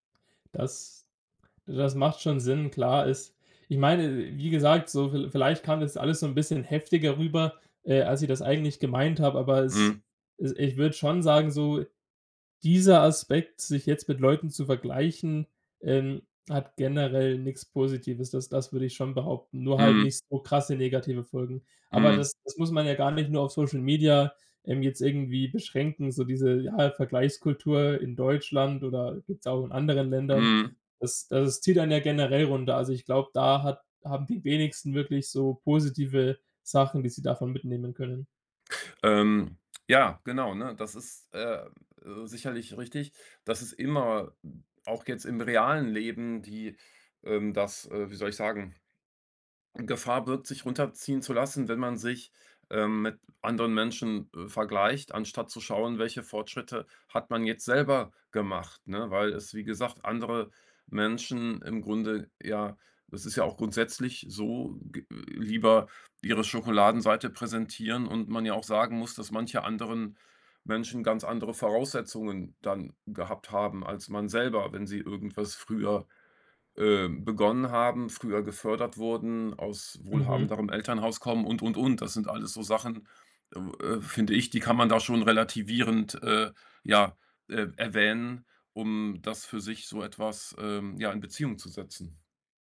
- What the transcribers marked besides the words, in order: stressed: "dieser"
- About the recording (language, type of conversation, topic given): German, podcast, Welchen Einfluss haben soziale Medien auf dein Erfolgsempfinden?